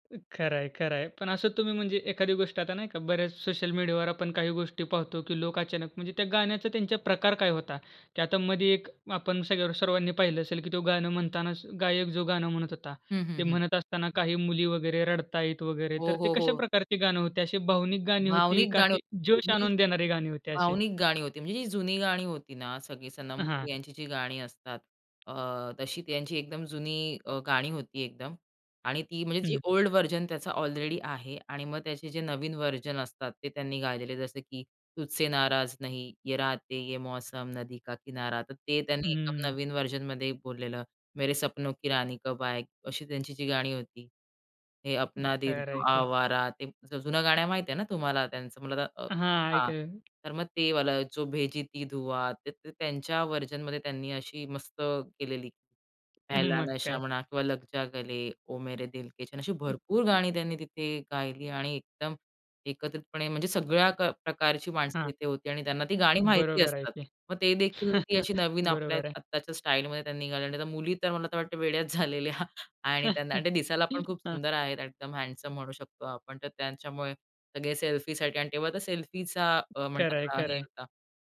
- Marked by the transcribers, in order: tapping; in English: "ओल्ड व्हर्जन"; in English: "व्हर्जन"; in Hindi: "तुझसे नाराज नहीं, ये राते ये मौसम नदी का किनारा"; in English: "व्हर्जनमध्ये"; in Hindi: "मेरे सपनो की रानी कब आएगी"; in Hindi: "हे अपना दिल तो आवारा"; in Hindi: "जो भेजी थी दुआ"; in English: "व्हर्जनमध्ये"; in Hindi: "पहला नशा"; in Hindi: "लग जा गले, ओ मेरे दिल के चैन"; laughing while speaking: "मग"; chuckle; chuckle; laughing while speaking: "झालेल्या"; chuckle
- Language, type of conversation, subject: Marathi, podcast, तुझं आवडतं गाणं थेट कार्यक्रमात ऐकताना तुला काय वेगळं वाटलं?